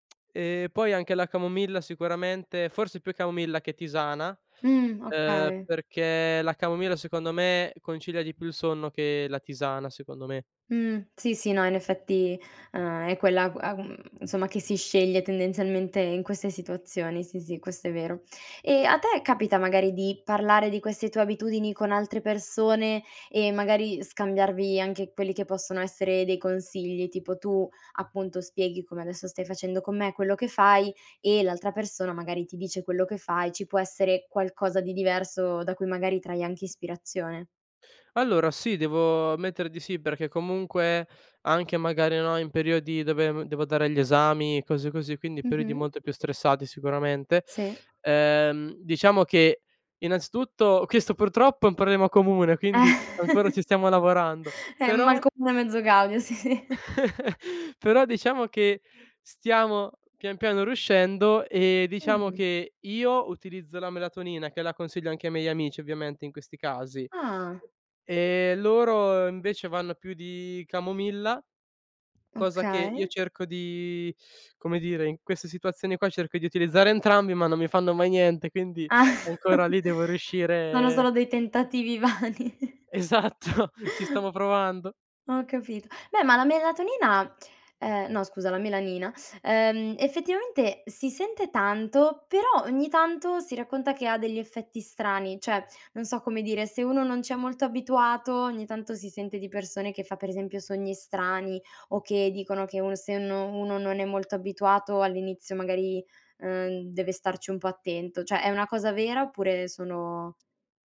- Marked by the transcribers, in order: laughing while speaking: "questo"; "problema" said as "prolema"; chuckle; laughing while speaking: "sì"; chuckle; chuckle; laughing while speaking: "vani"; chuckle; laughing while speaking: "Esatto!"; "Cioè" said as "ceh"; "cioè" said as "ceh"
- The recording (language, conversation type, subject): Italian, podcast, Cosa fai per calmare la mente prima di dormire?